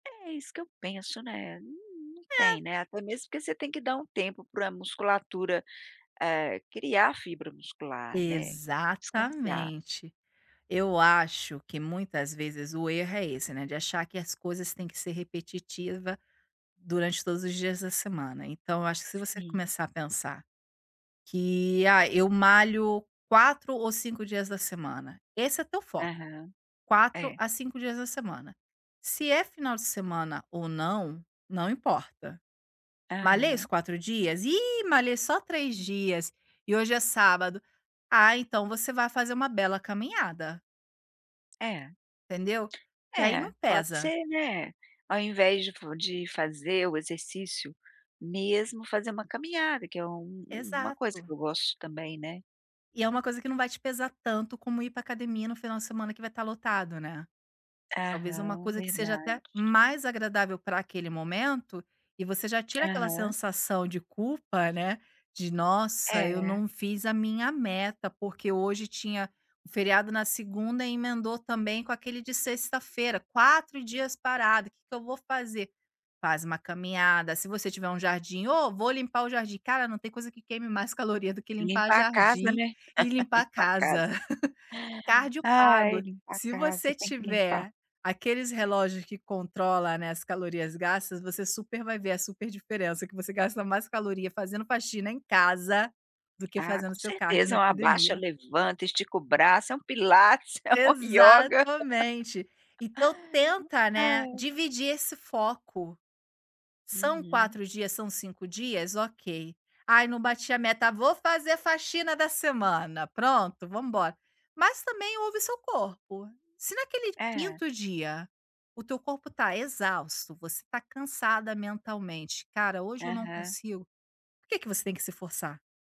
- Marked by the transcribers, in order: tapping; laugh; chuckle; laughing while speaking: "pilates, é um ioga"; laugh
- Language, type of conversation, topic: Portuguese, advice, Como seus hábitos de bem-estar mudam durante viagens ou fins de semana?